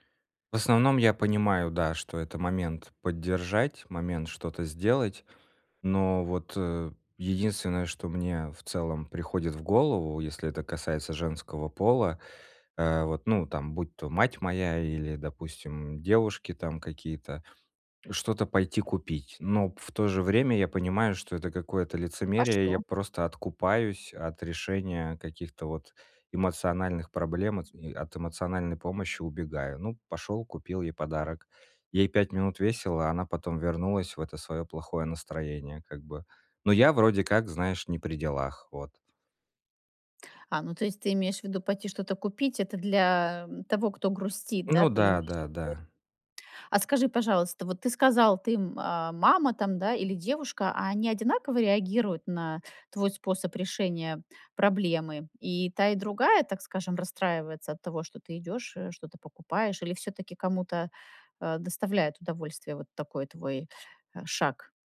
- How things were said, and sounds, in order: tapping; unintelligible speech
- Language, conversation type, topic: Russian, advice, Как мне быть более поддерживающим другом в кризисной ситуации и оставаться эмоционально доступным?